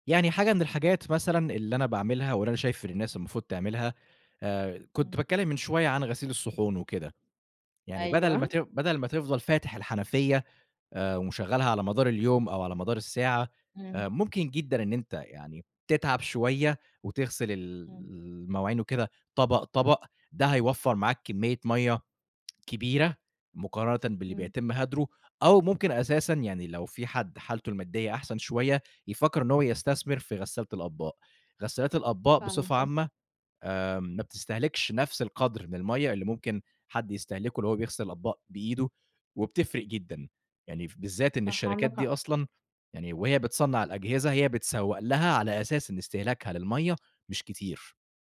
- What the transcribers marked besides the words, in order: laughing while speaking: "أيوه"; tapping
- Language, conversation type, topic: Arabic, podcast, إزاي نقدر نوفر ميّه أكتر في حياتنا اليومية؟